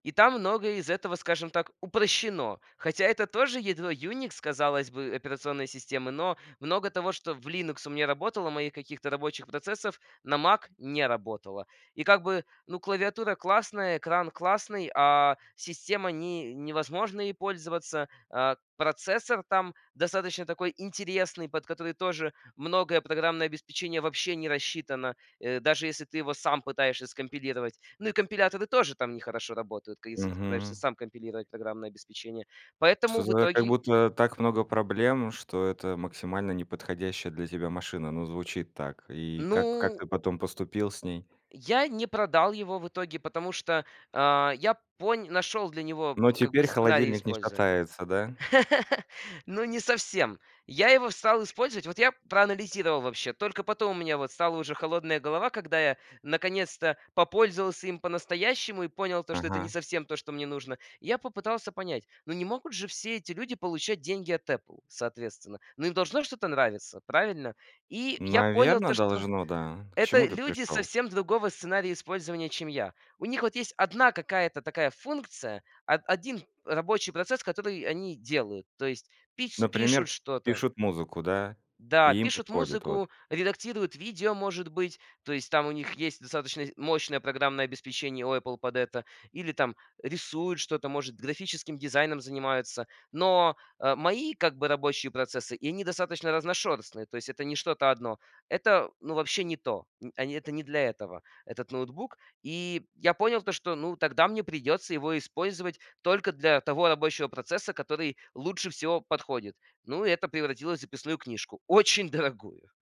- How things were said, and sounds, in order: other background noise; tapping; laugh
- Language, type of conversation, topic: Russian, podcast, Как реклама и соцсети меняют ваш язык?